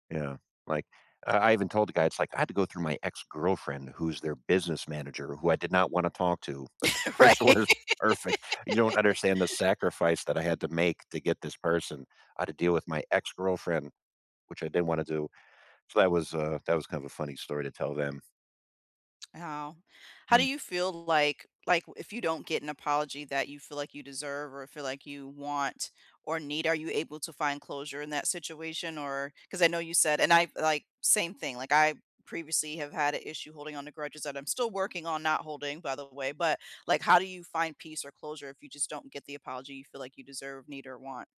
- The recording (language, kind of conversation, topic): English, unstructured, How do you deal with someone who refuses to apologize?
- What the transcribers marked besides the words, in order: laughing while speaking: "Right"; laughing while speaking: "this person was"; lip smack